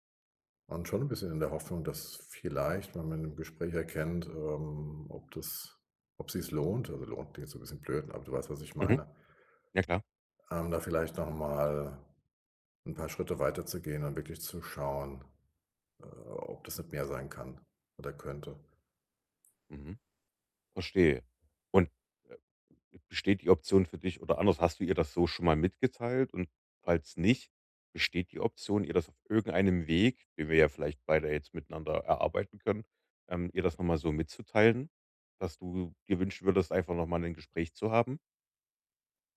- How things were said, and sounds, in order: none
- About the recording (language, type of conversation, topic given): German, advice, Wie kann ich die Vergangenheit loslassen, um bereit für eine neue Beziehung zu sein?